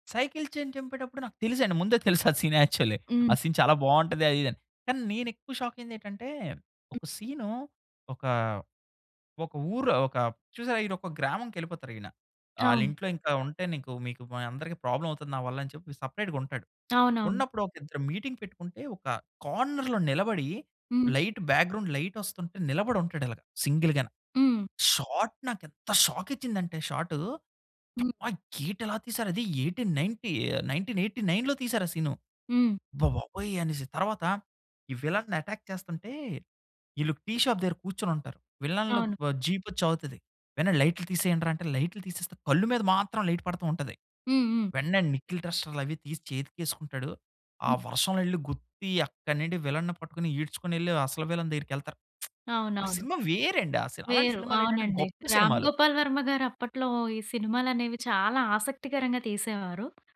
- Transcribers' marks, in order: in English: "సైకిల్ చైన్"; chuckle; in English: "సీన్ యాక్చువల్లీ"; in English: "సీన్"; in English: "షాక్"; in English: "ప్రాబ్లమ్"; in English: "సెపరేట్‌గా"; tapping; in English: "మీటింగ్"; in English: "కార్నర్‌లో"; in English: "లైట్ బ్యాక్‌గ్రౌండ్ లైట్"; in English: "సింగిల్"; in English: "షాట్"; stressed: "షాట్"; in English: "షాక్"; other noise; in English: "గేట్"; in English: "ఎయిటీన్ నైన్‌టీ నైన్టీన్ ఎయిటీ నైన్‌లో"; in English: "అటాక్"; in English: "టీ షాప్"; in English: "లైట్"; in English: "నికెల్ ట్రస్టర్"; in English: "విల్లెన్‌ని"; in English: "విల్లెన్"; lip smack
- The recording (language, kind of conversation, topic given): Telugu, podcast, మీకు ఇష్టమైన సినిమా కథను సంక్షిప్తంగా చెప్పగలరా?